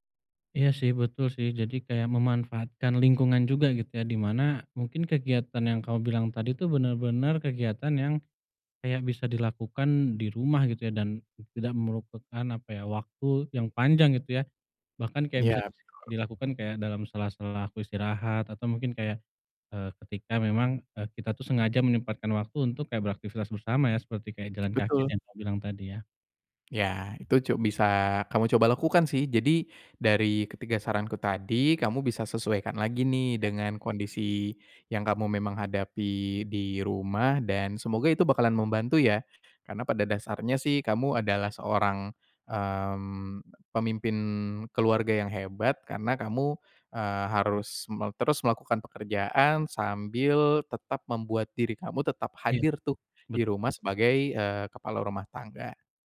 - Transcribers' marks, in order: other background noise; tapping
- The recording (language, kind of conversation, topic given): Indonesian, advice, Bagaimana cara memprioritaskan waktu keluarga dibanding tuntutan pekerjaan?